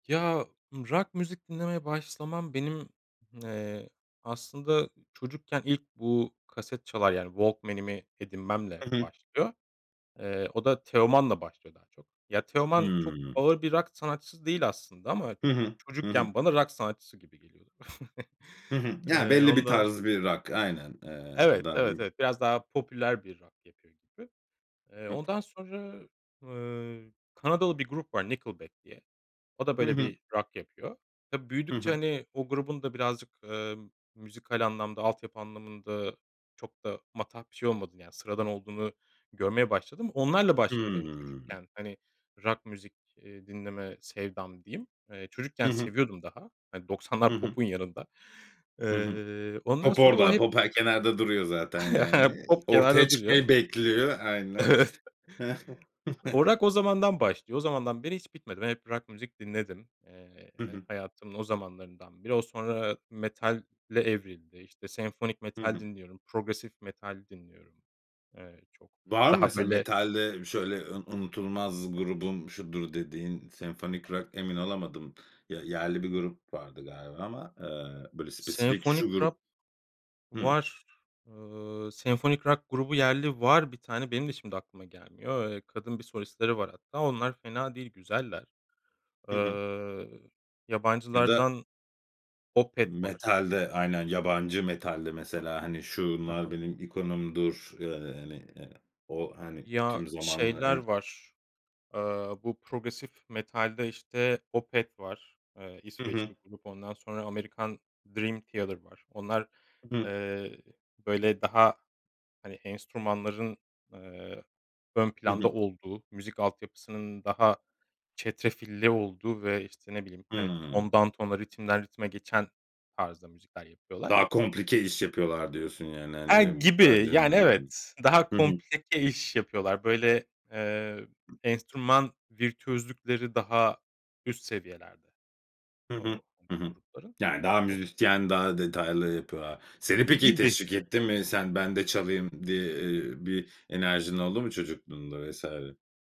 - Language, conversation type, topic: Turkish, podcast, Evde büyürken en çok hangi müzikler çalardı?
- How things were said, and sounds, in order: chuckle; other background noise; chuckle; laughing while speaking: "Evet"; chuckle